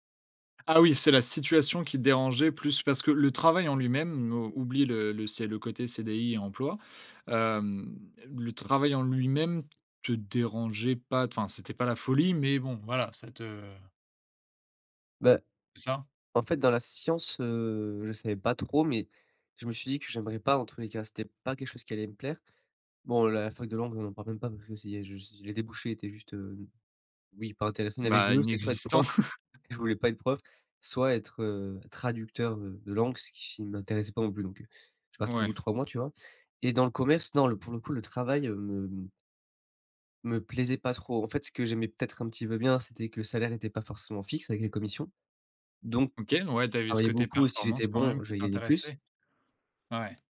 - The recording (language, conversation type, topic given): French, podcast, Peux-tu me parler d’une erreur qui t’a fait grandir ?
- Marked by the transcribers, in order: tapping; laugh